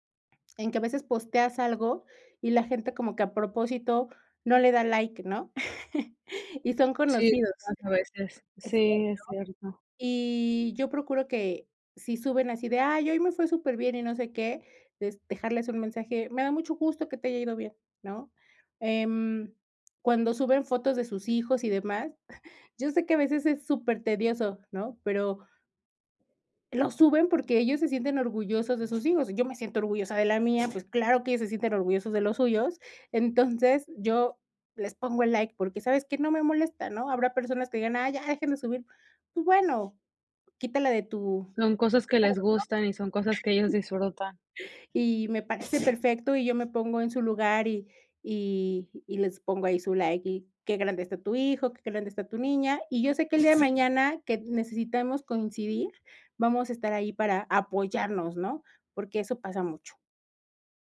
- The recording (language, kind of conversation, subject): Spanish, podcast, ¿Cómo creas redes útiles sin saturarte de compromisos?
- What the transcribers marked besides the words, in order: chuckle; unintelligible speech; chuckle; other background noise; laugh